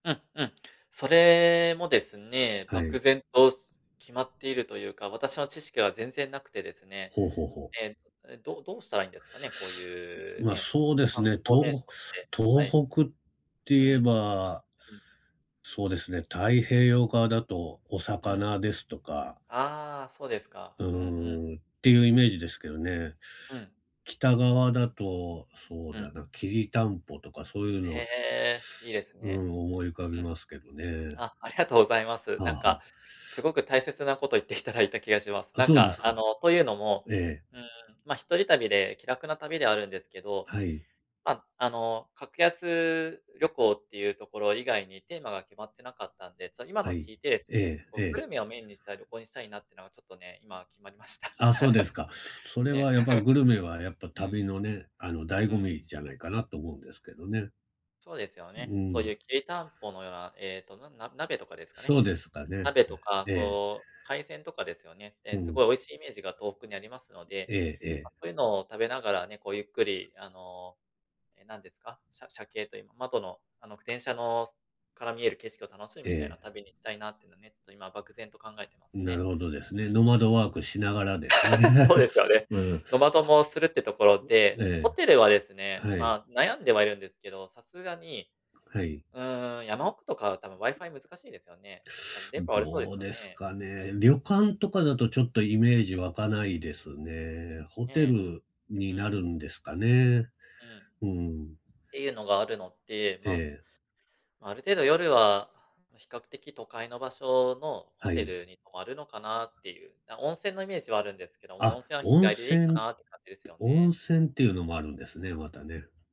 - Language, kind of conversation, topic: Japanese, advice, 旅行の計画がうまくいかないのですが、どうすればいいですか？
- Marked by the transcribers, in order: tapping; other background noise; chuckle; laugh; chuckle